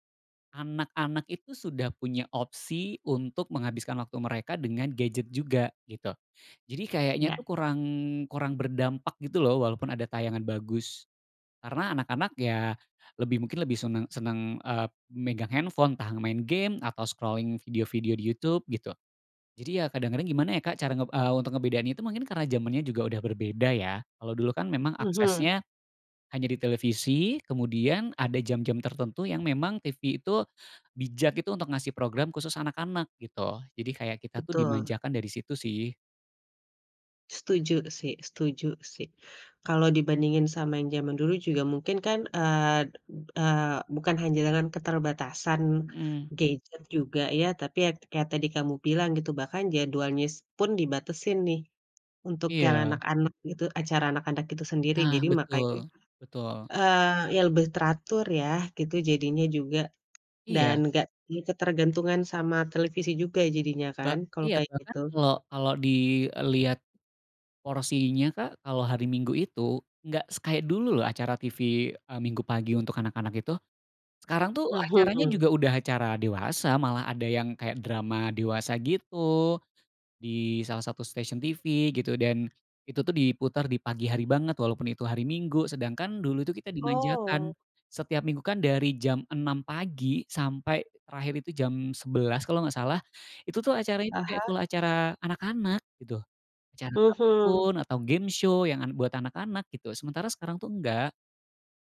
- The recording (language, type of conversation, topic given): Indonesian, podcast, Apa acara TV masa kecil yang masih kamu ingat sampai sekarang?
- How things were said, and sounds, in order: tapping; in English: "scrolling"; in English: "game show"; other background noise